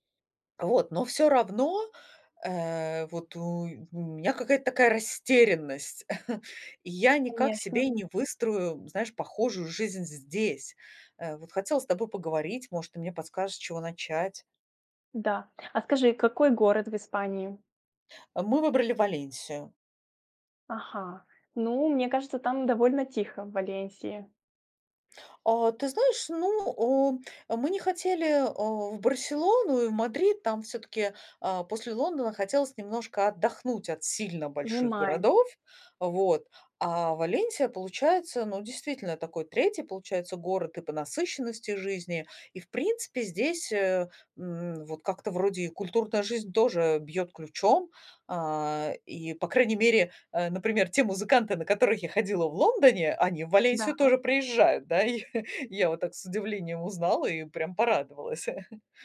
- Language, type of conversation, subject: Russian, advice, Что делать, если после переезда вы чувствуете потерю привычной среды?
- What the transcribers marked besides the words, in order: chuckle; tapping; chuckle; chuckle